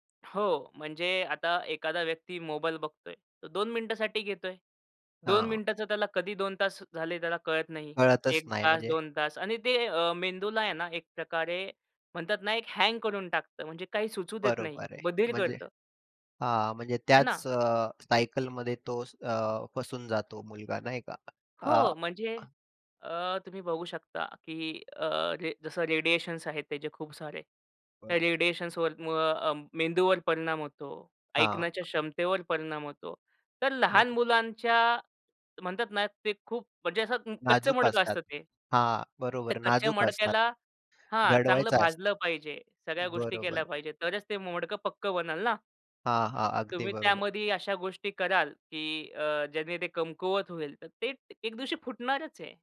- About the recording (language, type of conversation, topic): Marathi, podcast, बाळांना मोबाईल फोन किती वयापासून द्यावा आणि रोज किती वेळासाठी द्यावा, असे तुम्हाला वाटते?
- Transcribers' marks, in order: in English: "रेडिएशन्स"; in English: "रेडिएशन्सवर"; other background noise